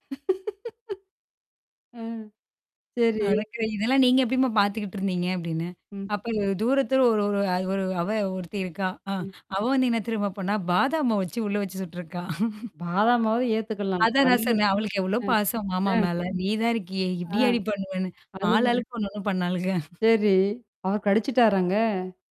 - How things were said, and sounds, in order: laugh; static; other background noise; tapping; laughing while speaking: "பாதாம் மாவ வச்சு உள்ள வச்சு சுட்ருக்கா"; chuckle
- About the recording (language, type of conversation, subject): Tamil, podcast, அம்மா நடத்தும் வீட்டுவிருந்துகளின் நினைவுகளைப் பற்றி பகிர முடியுமா?